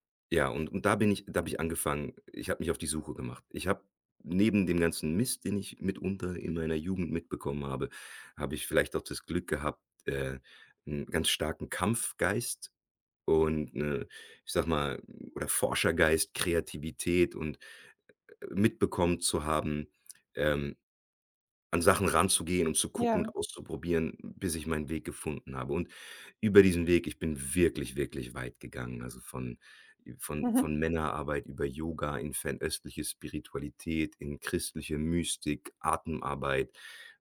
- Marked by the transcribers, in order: none
- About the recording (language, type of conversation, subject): German, advice, Wie blockiert Prokrastination deinen Fortschritt bei wichtigen Zielen?